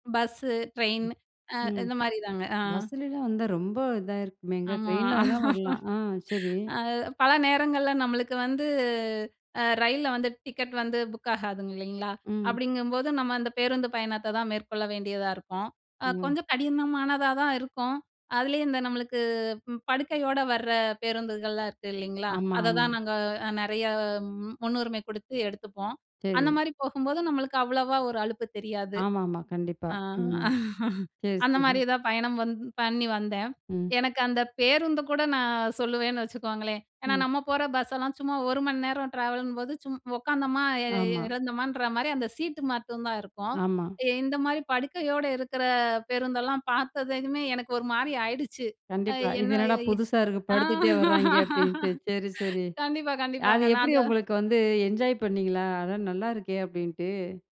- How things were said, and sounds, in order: other noise; laugh; laughing while speaking: "அது பல நேரங்கள்ல நம்மளுக்கு வந்து"; chuckle; surprised: "இது என்னடா புதுசா இருக்கு? படுத்துட்டே வராய்ங்க அப்டின்ட்டு"; laugh
- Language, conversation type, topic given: Tamil, podcast, மாற்றம் வரும்போது பயத்தைத் தாண்டி வந்த உங்கள் கதையைச் சொல்ல முடியுமா?